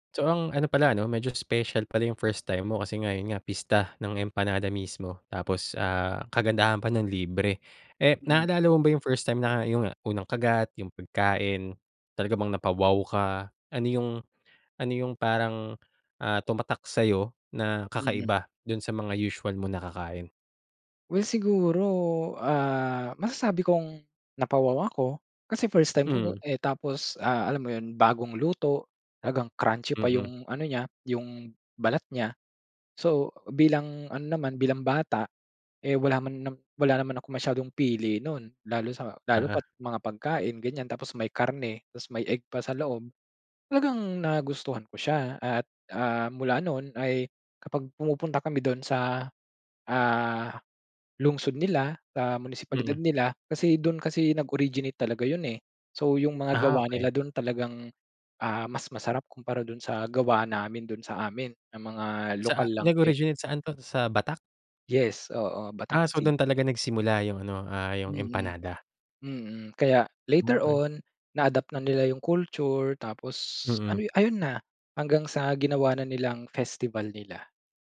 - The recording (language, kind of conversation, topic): Filipino, podcast, Anong lokal na pagkain ang hindi mo malilimutan, at bakit?
- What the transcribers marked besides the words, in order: in English: "later on, na-adapt"